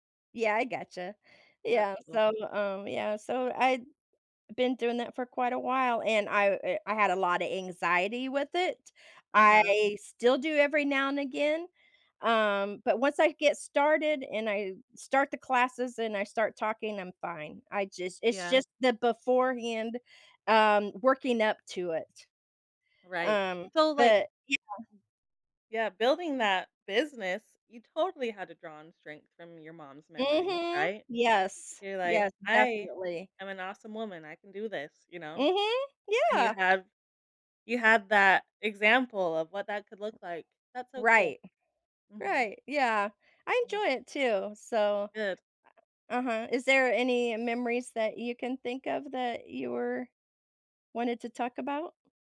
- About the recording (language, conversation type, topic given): English, unstructured, How does revisiting old memories change our current feelings?
- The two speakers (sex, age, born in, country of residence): female, 30-34, United States, United States; female, 60-64, United States, United States
- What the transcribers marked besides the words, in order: unintelligible speech; tapping; other background noise